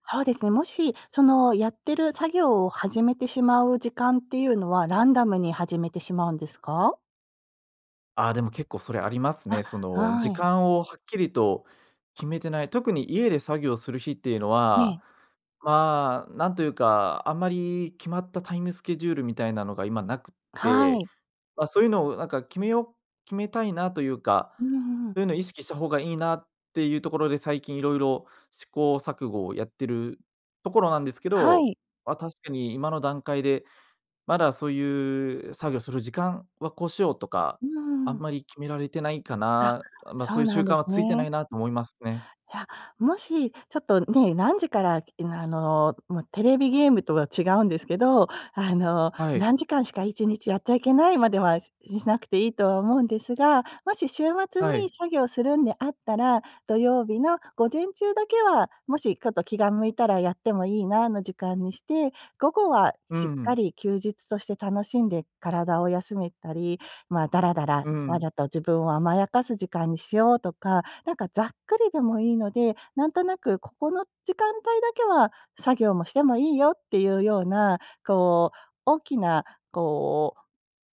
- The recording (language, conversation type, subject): Japanese, advice, 週末にだらけてしまう癖を変えたい
- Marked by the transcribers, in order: none